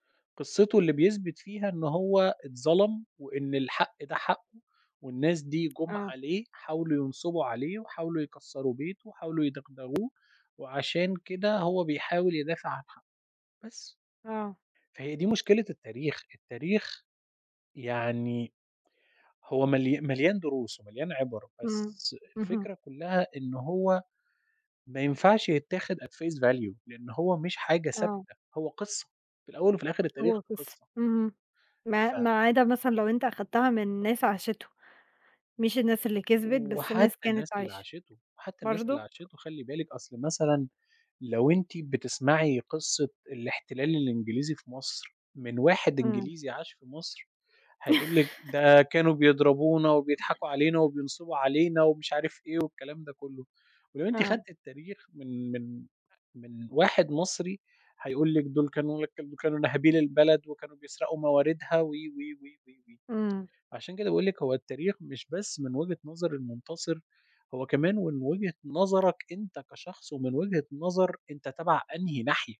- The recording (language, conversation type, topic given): Arabic, unstructured, إيه أهم الدروس اللي ممكن نتعلمها من التاريخ؟
- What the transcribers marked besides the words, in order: in English: "at phase value"; tapping; chuckle; tsk